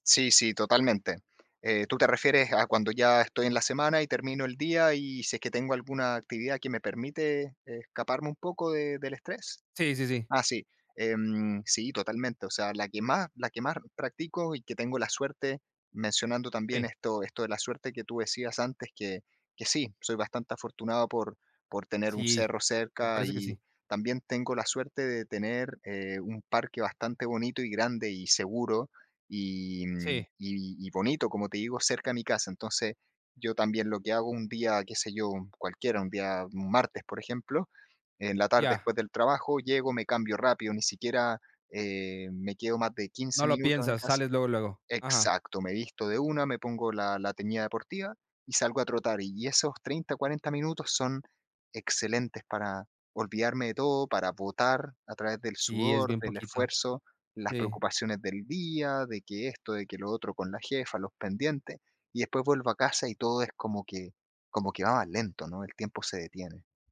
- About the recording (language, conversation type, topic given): Spanish, podcast, ¿Cómo te recuperas después de una semana muy estresante?
- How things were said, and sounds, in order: none